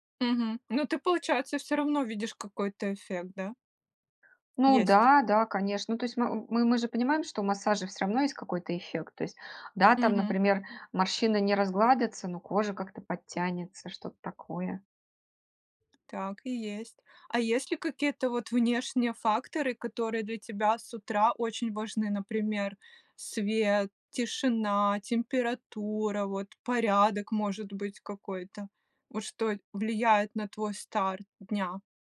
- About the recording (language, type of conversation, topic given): Russian, podcast, Как вы начинаете день, чтобы он был продуктивным и здоровым?
- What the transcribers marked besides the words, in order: tapping